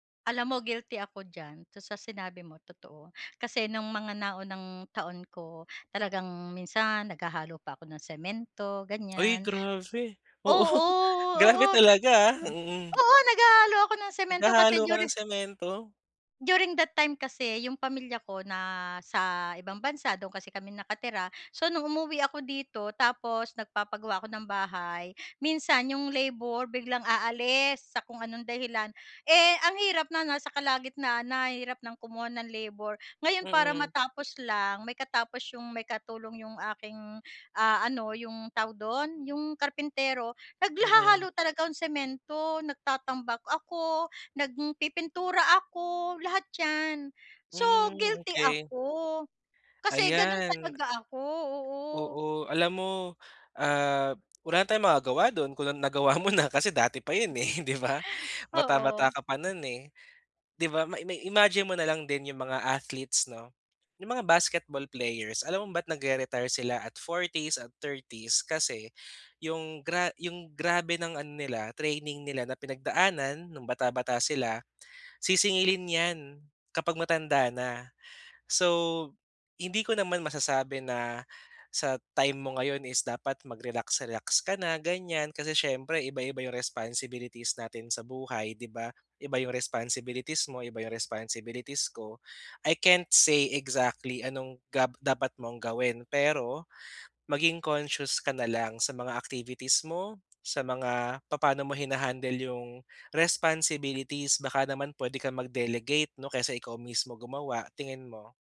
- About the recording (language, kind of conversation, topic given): Filipino, advice, Paano ako maglalaan ng oras tuwing umaga para sa sariling pag-aalaga?
- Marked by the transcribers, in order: surprised: "Ay grabe!"; chuckle; gasp; other background noise; in English: "during that time"; gasp; sad: "Nagla hahalo talaga ako ng semento, nagtatambak ako, nagpipintura ako, lahat 'yan"; laughing while speaking: "nagawa mo na kasi dati pa 'yon eh, di ba"; chuckle; gasp; other noise; in English: "I can't say exactly"; in English: "conscious"; in English: "mag-delegate"